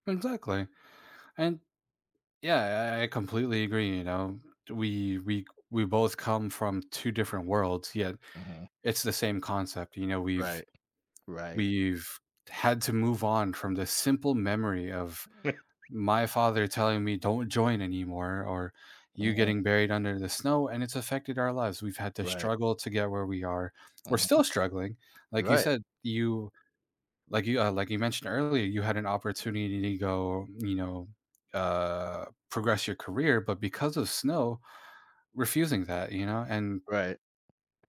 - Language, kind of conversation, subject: English, unstructured, How do memories from the past shape the way you live your life today?
- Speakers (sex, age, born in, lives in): male, 35-39, United States, United States; male, 50-54, United States, United States
- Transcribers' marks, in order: tapping; other background noise; laugh